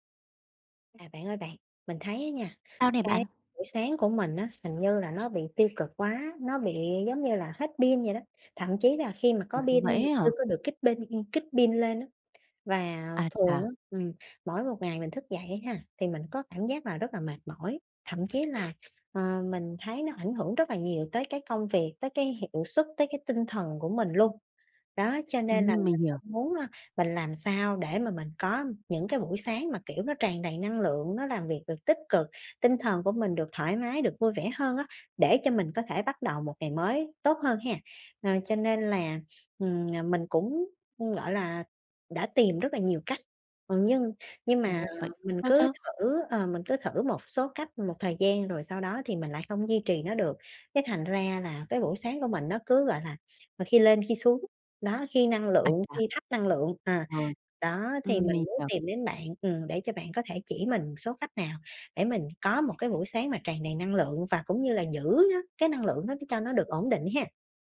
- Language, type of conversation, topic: Vietnamese, advice, Làm sao để có buổi sáng tràn đầy năng lượng và bắt đầu ngày mới tốt hơn?
- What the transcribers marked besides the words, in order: "pin" said as "pinh"; other background noise; tapping; unintelligible speech